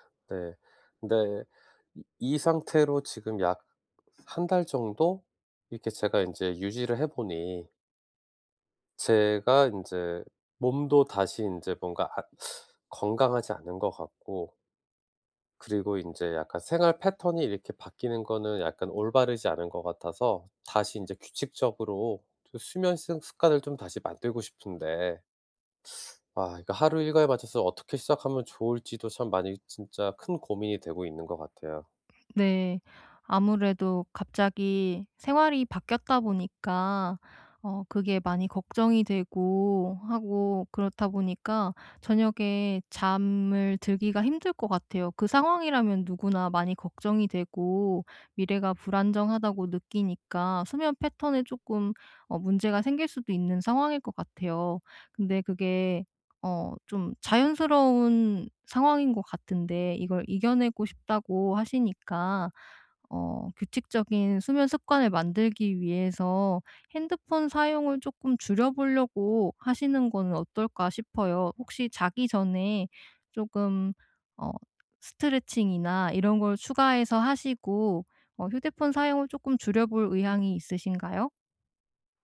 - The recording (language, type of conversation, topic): Korean, advice, 하루 일과에 맞춰 규칙적인 수면 습관을 어떻게 시작하면 좋을까요?
- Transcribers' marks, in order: tapping; teeth sucking; other background noise; teeth sucking